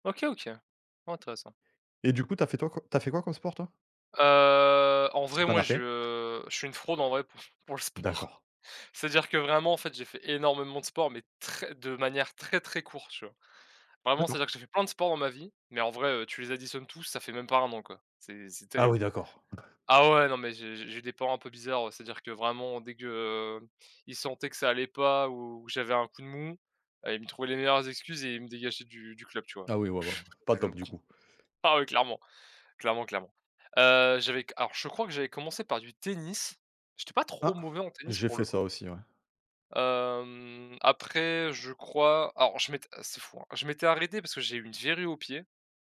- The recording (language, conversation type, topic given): French, unstructured, Que penses-tu du sport en groupe ?
- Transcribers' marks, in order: other background noise; other noise